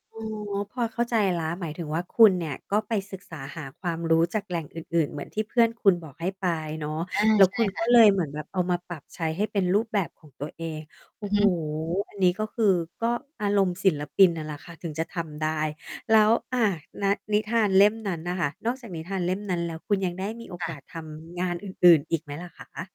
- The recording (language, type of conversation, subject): Thai, podcast, งานสร้างสรรค์แบบไหนที่คุณทำแล้วมีความสุขที่สุด?
- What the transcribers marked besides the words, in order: distorted speech